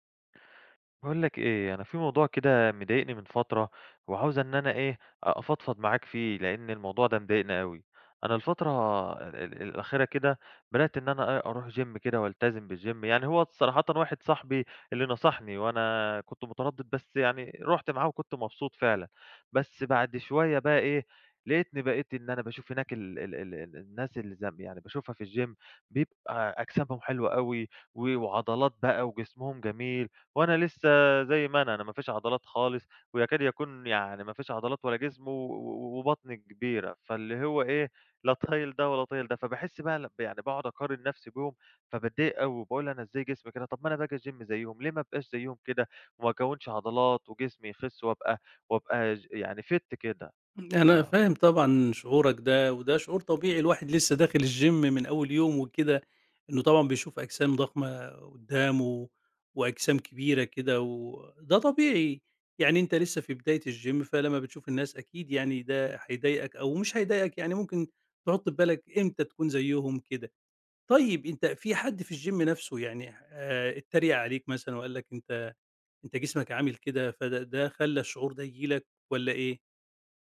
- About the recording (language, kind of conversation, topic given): Arabic, advice, إزاي بتتجنب إنك تقع في فخ مقارنة نفسك بزمايلك في التمرين؟
- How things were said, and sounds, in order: in English: "جيم"; in English: "بالجيم"; in English: "الجيم"; in English: "الجيم"; in English: "fit"; in English: "الجيم"; in English: "الجيم"; in English: "الجيم"